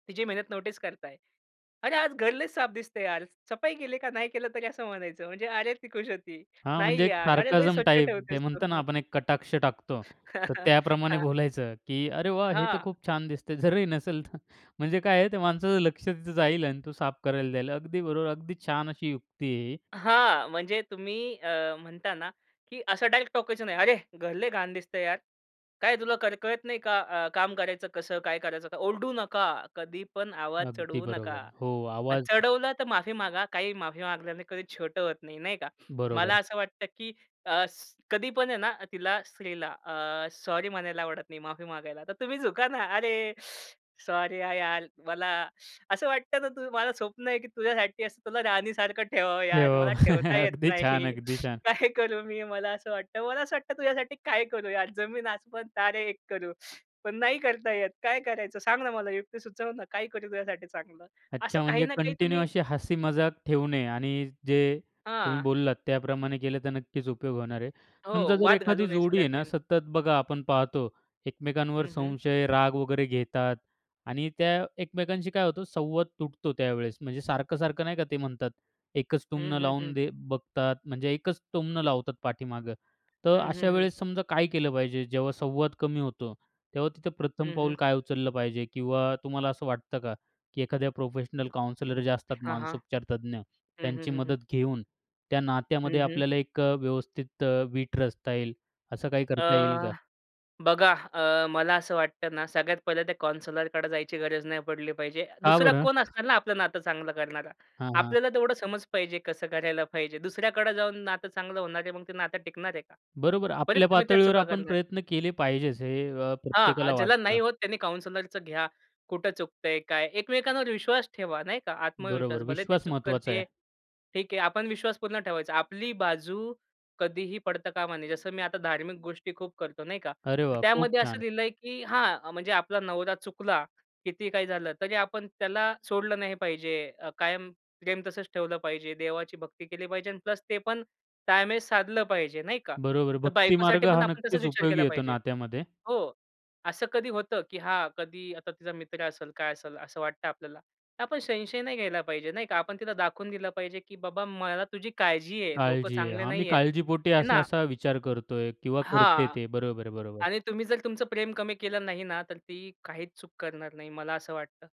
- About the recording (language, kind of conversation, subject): Marathi, podcast, विवाहात संवाद सुधारायचा तर कुठपासून सुरुवात करावी?
- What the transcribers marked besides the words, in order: in English: "सार्कैज़म"; laughing while speaking: "तू! हां, हां"; chuckle; laughing while speaking: "बोलायचं"; laughing while speaking: "जरी नसेल तर"; tapping; laughing while speaking: "नाही. काय"; chuckle; joyful: "अगदी छान, अगदी छान!"; in English: "कंटिन्यू"; in English: "मेन"